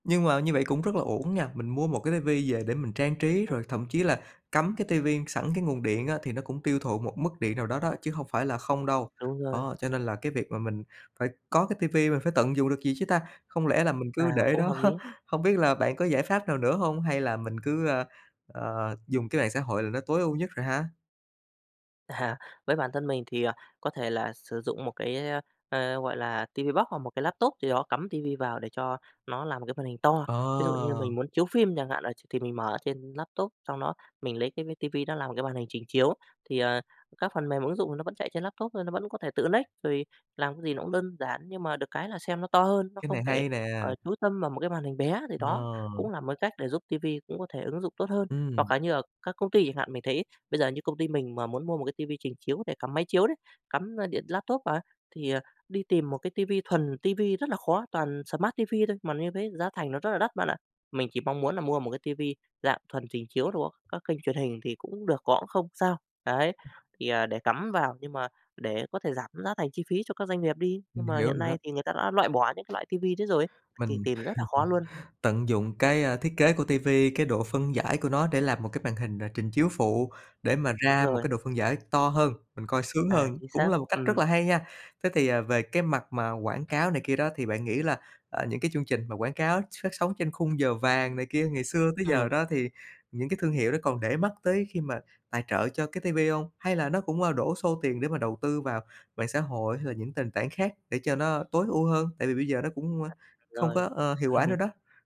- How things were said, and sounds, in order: tapping; laughing while speaking: "đó?"; laughing while speaking: "À"; in English: "lếch"; "next" said as "lếch"; in English: "smart"; other background noise; laugh; "nền" said as "tền"; laugh
- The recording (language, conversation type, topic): Vietnamese, podcast, Bạn thấy mạng xã hội ảnh hưởng thế nào đến thói quen xem TV?